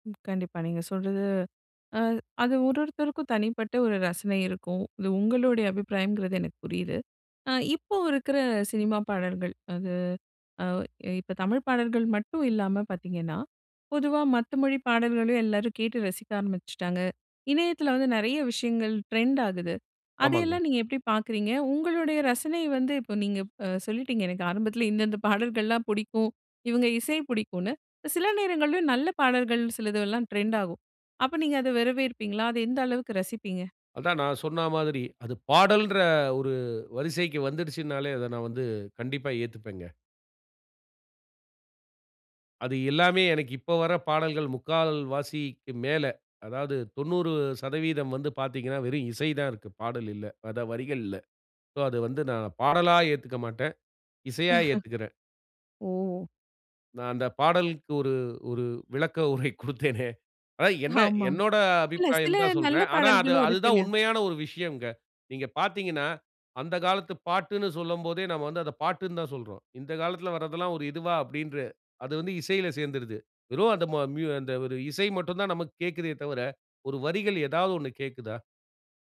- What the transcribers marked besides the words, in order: in English: "ட்ரெண்ட்"; laughing while speaking: "பாடல்கள்லாம்"; in English: "ட்ரெண்ட்"; in English: "சோ"; chuckle; laughing while speaking: "உரை குடுத்தேனே!"; laughing while speaking: "ஆமா"
- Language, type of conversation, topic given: Tamil, podcast, சினிமா இசை உங்கள் இசை ருசியை எவ்வளவு செம்மைப்படுத்தியுள்ளது?